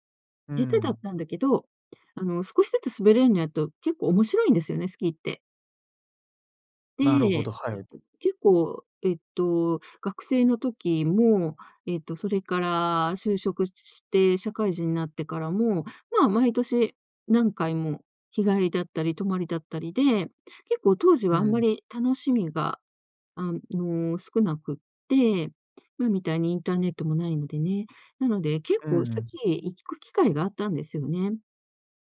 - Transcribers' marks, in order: none
- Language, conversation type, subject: Japanese, podcast, その趣味を始めたきっかけは何ですか？